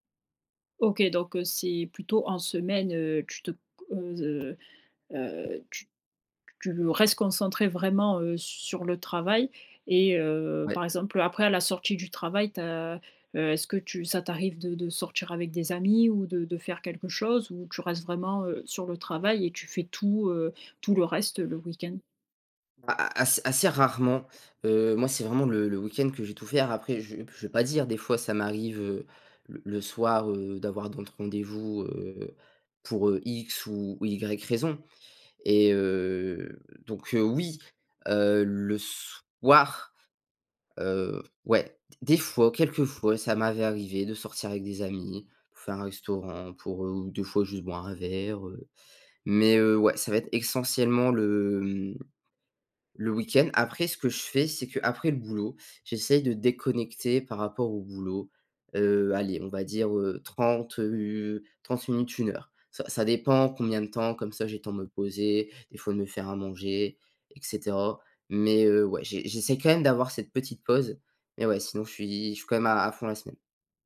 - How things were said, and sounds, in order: tapping
- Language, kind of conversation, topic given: French, podcast, Comment gères-tu ton équilibre entre vie professionnelle et vie personnelle au quotidien ?